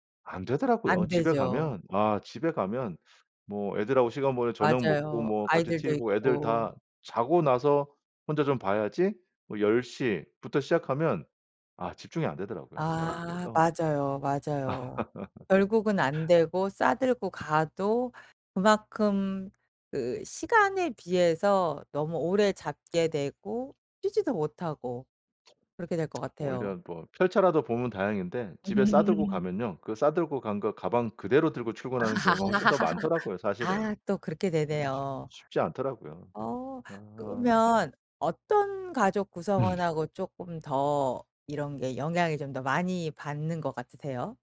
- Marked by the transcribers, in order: other background noise; laugh; tapping; other noise; tsk; laugh; laugh
- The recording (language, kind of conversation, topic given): Korean, advice, 직장 일정 때문에 가족과 보내는 시간을 자주 희생하게 되는 상황을 설명해 주실 수 있나요?